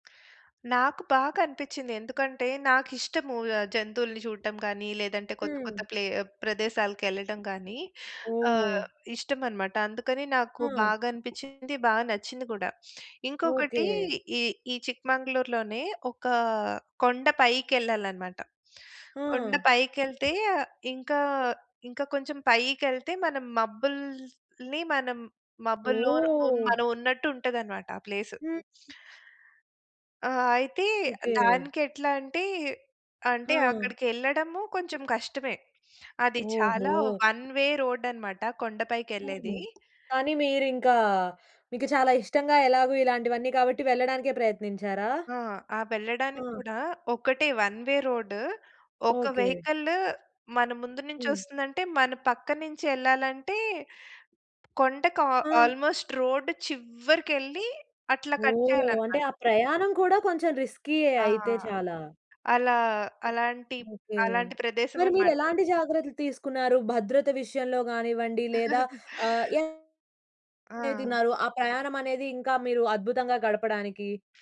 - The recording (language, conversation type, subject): Telugu, podcast, ఒక అడవిలో లేదా పాదయాత్రలో మీకు ఎదురైన ఆశ్చర్యకరమైన సంఘటనను చెప్పగలరా?
- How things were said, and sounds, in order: other background noise; tapping; in English: "వన్‌వే రోడ్"; in English: "వన్‌వే రోడ్"; in English: "వెహికల్"; in English: "ఆ ఆల్‌మోస్ట్ రోడ్"; in English: "కట్"; chuckle